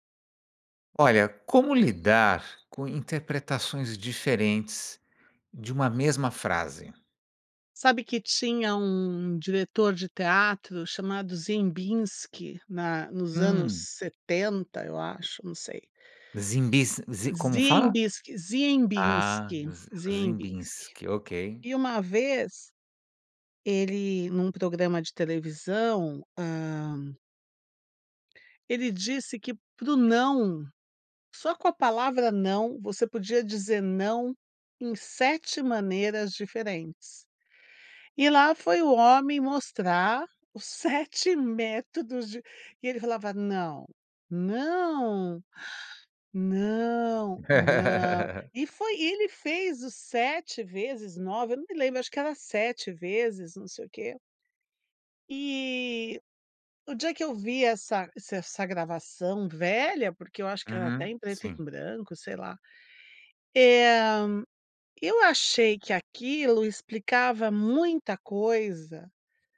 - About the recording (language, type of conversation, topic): Portuguese, podcast, Como lidar com interpretações diferentes de uma mesma frase?
- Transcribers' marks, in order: put-on voice: "Não, não, não, não"; laugh